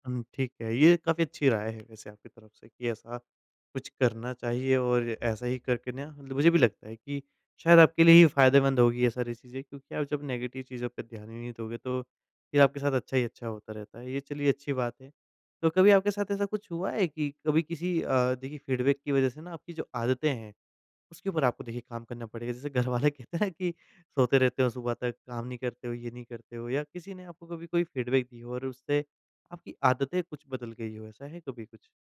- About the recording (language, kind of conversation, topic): Hindi, podcast, किस तरह की प्रतिक्रिया से आपको सच में सीख मिली?
- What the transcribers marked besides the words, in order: in English: "नेगेटिव"; in English: "फीडबैक"; laughing while speaking: "घरवाले कहते हैं"; in English: "फीडबैक"